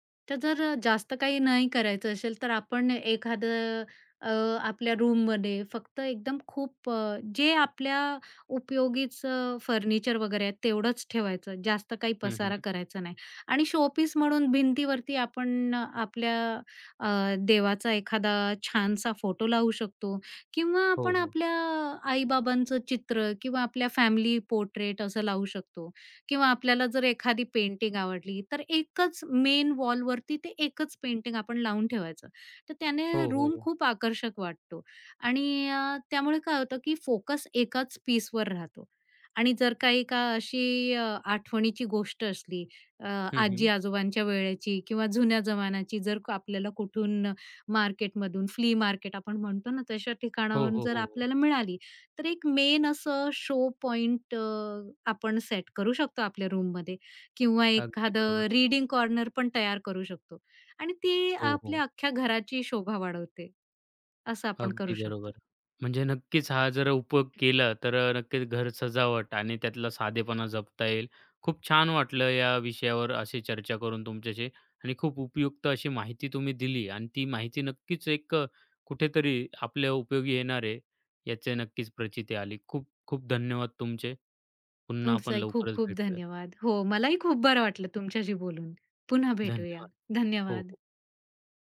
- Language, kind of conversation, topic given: Marathi, podcast, घर सजावटीत साधेपणा आणि व्यक्तिमत्त्व यांचे संतुलन कसे साधावे?
- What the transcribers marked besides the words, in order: in English: "रूममध्ये"; in English: "पोर्ट्रेट"; tapping; in English: "मेन वॉलवरती"; in English: "रूम"; in English: "मेन"; in English: "शो"; in English: "रूममध्ये"; in English: "कॉर्नर"; other background noise